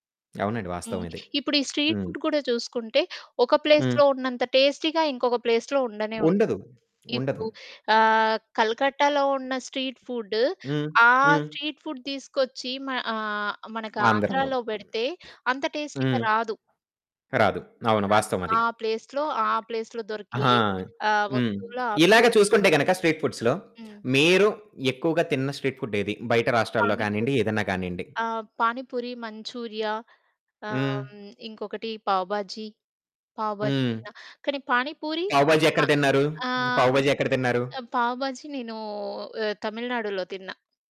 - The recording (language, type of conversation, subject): Telugu, podcast, వీధి ఆహారాల గురించి మీ అభిప్రాయం ఏమిటి?
- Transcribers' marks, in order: static; in English: "స్ట్రీట్ ఫుడ్"; in English: "ప్లేస్‌లో"; in English: "టేస్టీగా"; tapping; in English: "ప్లేస్‌లో"; other background noise; in English: "స్ట్రీట్"; in English: "స్ట్రీట్ ఫుడ్"; in English: "టేస్టీగా"; distorted speech; in English: "ప్లేస్‌లో"; in English: "ప్లేస్‌లో"; in English: "స్ట్రీట్ ఫుడ్స్‌లో"; in English: "ప్లేస్‌లోనే"; in English: "స్ట్రీట్ ఫుడ్"